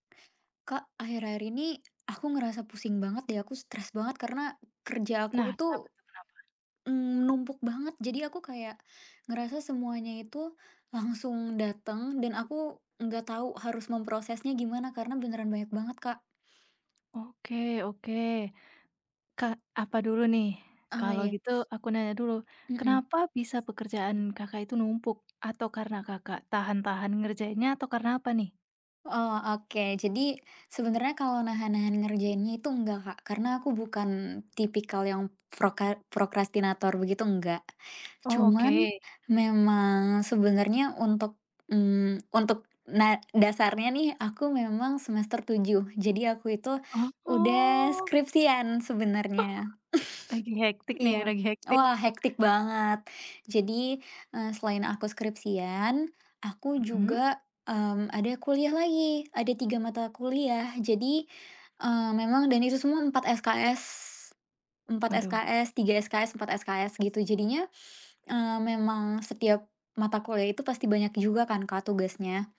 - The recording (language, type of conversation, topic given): Indonesian, advice, Mengapa Anda merasa stres karena tenggat kerja yang menumpuk?
- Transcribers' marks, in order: tapping; other background noise; drawn out: "Oh"; chuckle